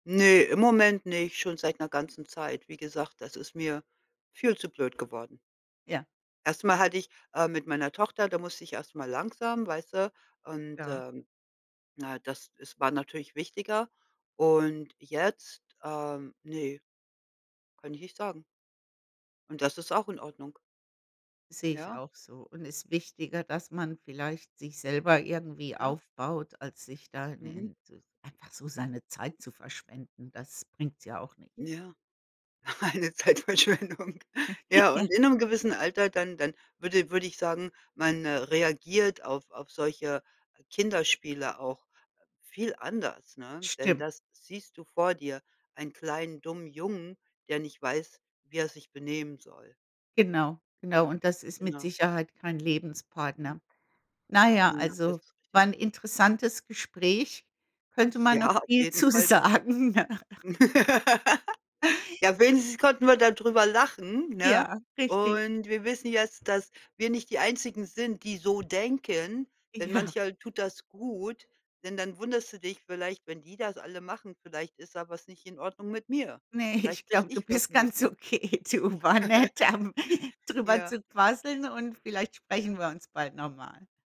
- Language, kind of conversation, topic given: German, unstructured, Wie erkennst du, ob jemand wirklich an einer Beziehung interessiert ist?
- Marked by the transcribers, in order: other background noise; chuckle; laughing while speaking: "Eine Zeitverschwendung"; giggle; laughing while speaking: "Ja"; laughing while speaking: "sagen, ne?"; laugh; snort; tapping; laughing while speaking: "Ja"; laughing while speaking: "Ne"; laughing while speaking: "bist ganz okay. Du war nett, da m"; giggle